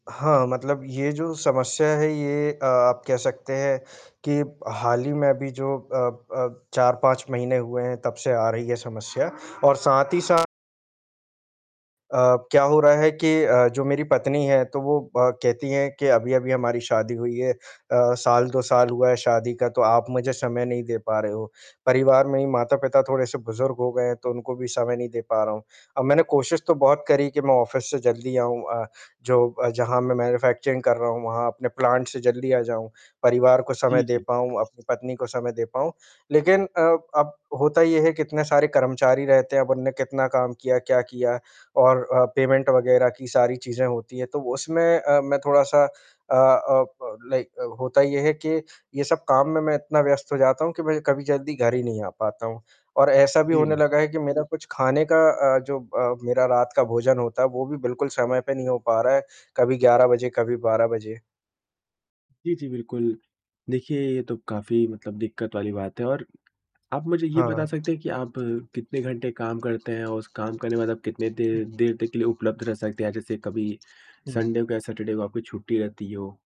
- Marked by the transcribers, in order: other background noise; distorted speech; static; in English: "ऑफ़िस"; in English: "मैन्युफैक्चरिंग"; in English: "प्लांट"; in English: "पेमेंट"; in English: "लाइक"; in English: "संडे"; in English: "सैटरडे"
- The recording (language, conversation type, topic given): Hindi, advice, स्टार्टअप की वजह से आपके रिश्तों में दरार कैसे आई है?